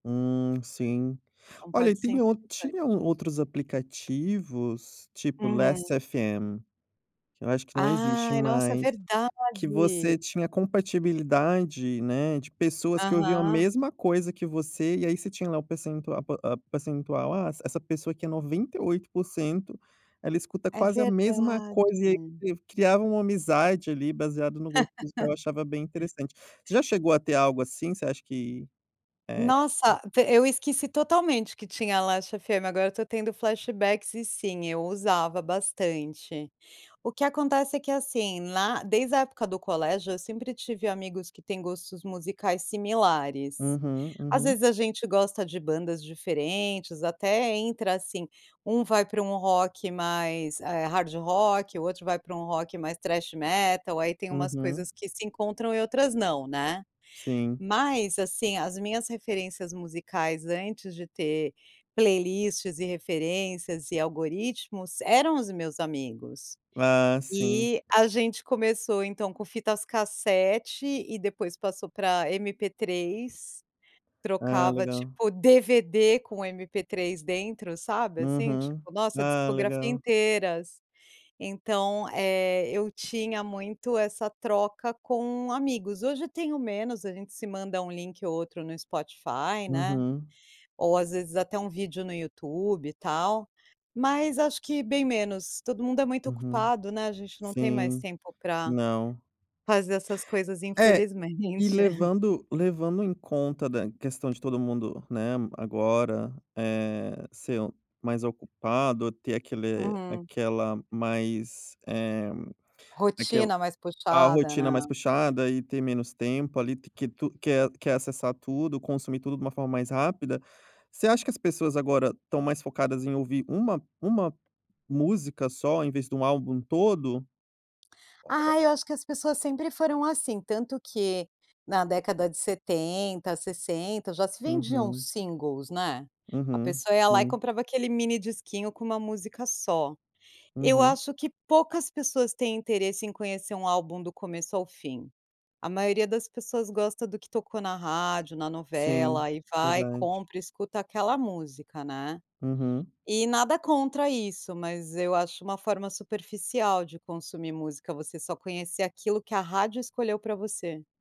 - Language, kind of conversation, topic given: Portuguese, podcast, Como a música influencia seu foco nas atividades?
- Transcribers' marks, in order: unintelligible speech; laugh; tapping; in English: "flashbacks"; in English: "hard rock"; in English: "thrash metal"; chuckle; other noise; in English: "singles"